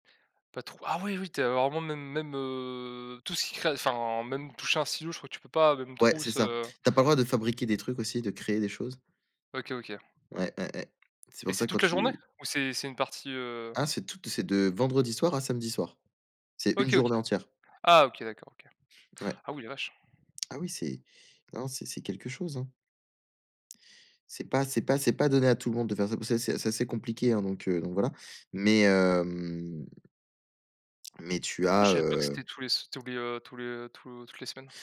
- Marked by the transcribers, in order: tapping; other background noise
- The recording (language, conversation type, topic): French, unstructured, Préférez-vous les soirées entre amis ou les moments en famille ?